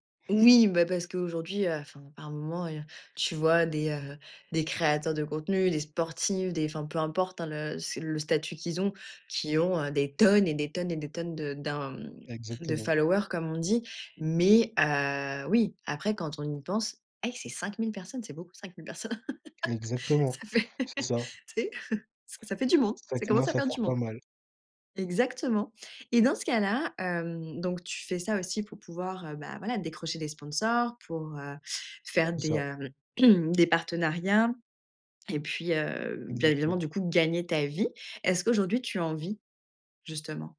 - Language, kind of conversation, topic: French, podcast, Comment choisis-tu ce que tu gardes pour toi et ce que tu partages ?
- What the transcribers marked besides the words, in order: stressed: "tonnes"; other background noise; in English: "followers"; laugh; laughing while speaking: "Ça fait"; laugh; throat clearing